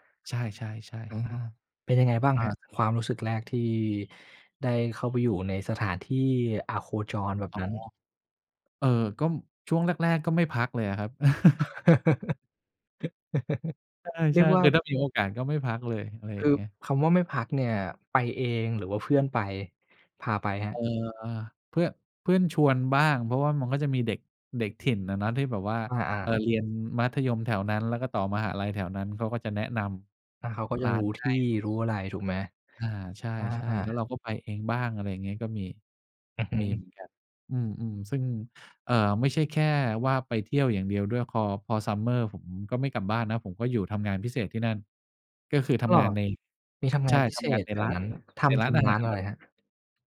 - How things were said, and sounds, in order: other background noise; laugh; tapping
- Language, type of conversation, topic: Thai, podcast, ตอนที่เริ่มอยู่คนเดียวครั้งแรกเป็นยังไงบ้าง